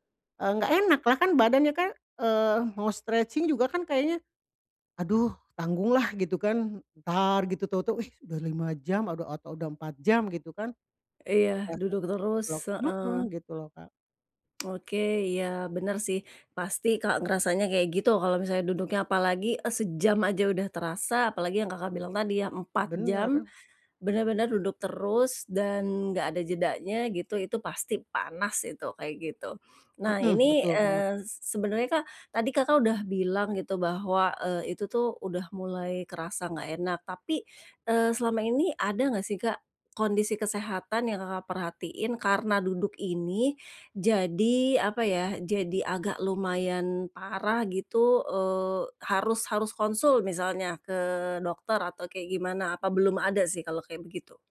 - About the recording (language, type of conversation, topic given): Indonesian, advice, Bagaimana cara mengurangi kebiasaan duduk berjam-jam di kantor atau di rumah?
- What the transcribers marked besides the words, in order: in English: "stretching"; unintelligible speech; tapping